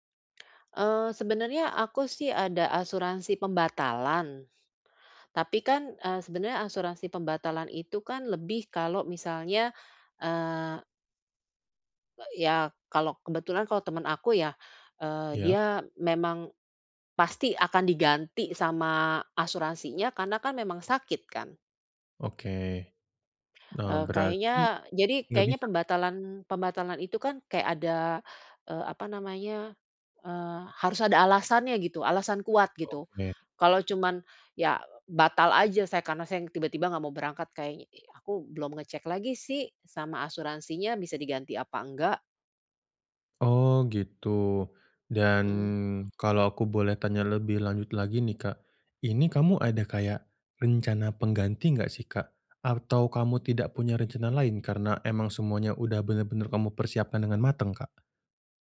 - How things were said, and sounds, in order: other background noise
- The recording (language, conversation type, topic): Indonesian, advice, Bagaimana saya menyesuaikan rencana perjalanan saat terjadi hal-hal tak terduga?